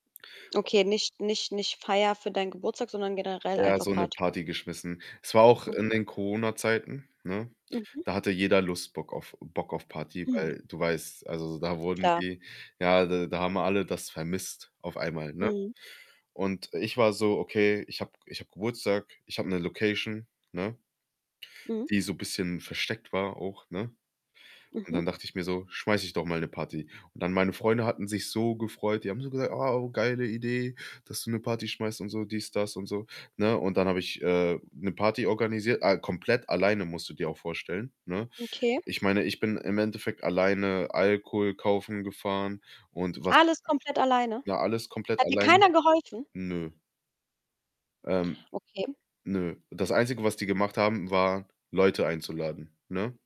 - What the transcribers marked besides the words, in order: static; other background noise; distorted speech
- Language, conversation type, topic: German, podcast, Was hilft, wenn man sich trotz anderer Menschen einsam fühlt?